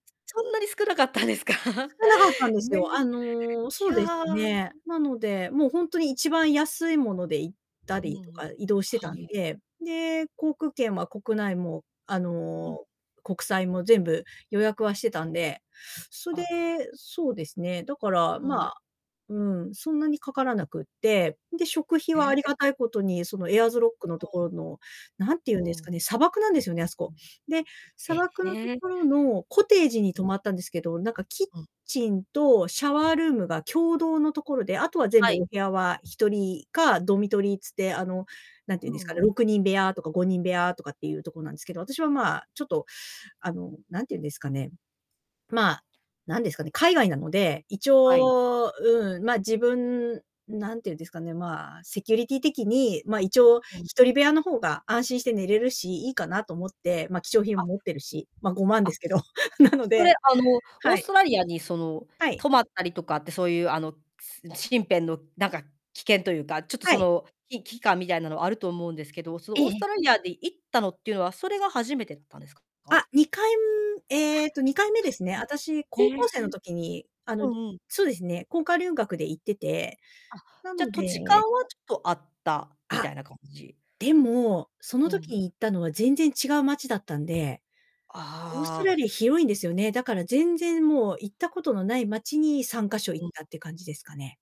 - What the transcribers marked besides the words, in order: laughing while speaking: "少なかったんですか"; distorted speech; other background noise; chuckle
- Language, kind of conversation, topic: Japanese, podcast, 誰かに助けてもらった経験は覚えていますか？